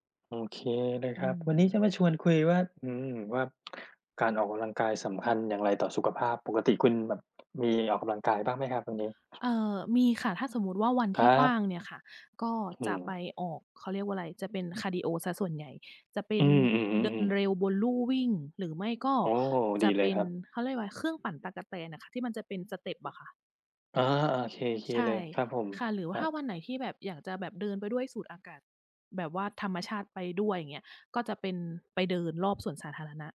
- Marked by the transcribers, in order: tsk; other background noise; in English: "step"; tapping
- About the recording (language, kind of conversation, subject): Thai, unstructured, คุณคิดว่าการออกกำลังกายสำคัญต่อสุขภาพอย่างไร?